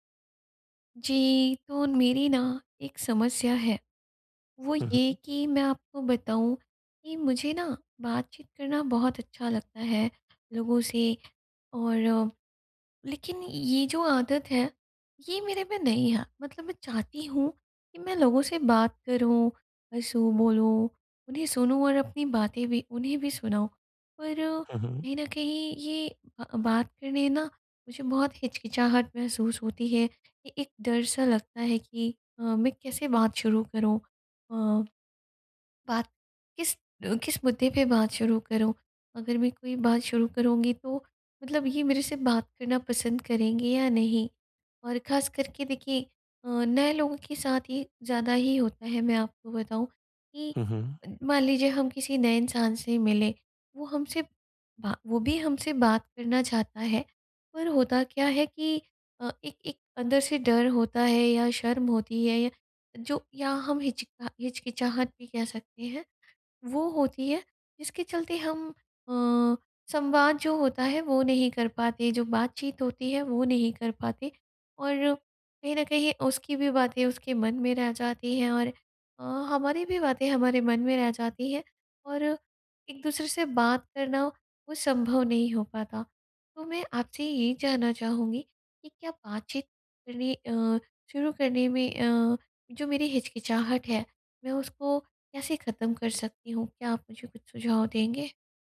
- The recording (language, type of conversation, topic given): Hindi, advice, मैं बातचीत शुरू करने में हिचकिचाहट कैसे दूर करूँ?
- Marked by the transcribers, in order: tapping